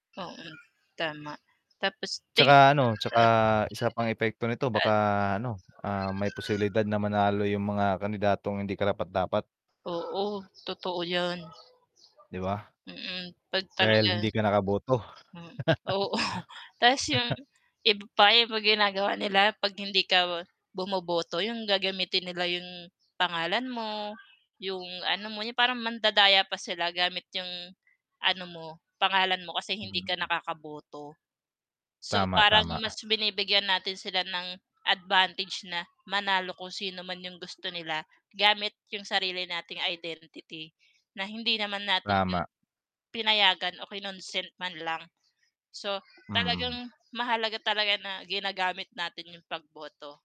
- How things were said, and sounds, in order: static; baby crying; other animal sound; other background noise; laughing while speaking: "oo"; laugh; "Tama" said as "Prama"
- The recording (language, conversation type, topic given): Filipino, unstructured, Ano ang masasabi mo tungkol sa kahalagahan ng pagboto sa halalan?